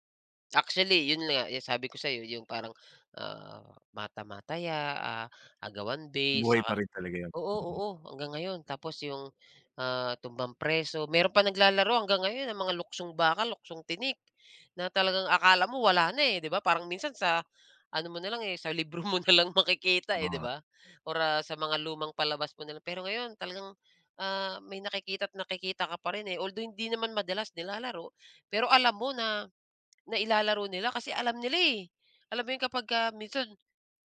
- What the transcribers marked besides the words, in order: other background noise
- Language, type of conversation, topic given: Filipino, podcast, Anong larong kalye ang hindi nawawala sa inyong purok, at paano ito nilalaro?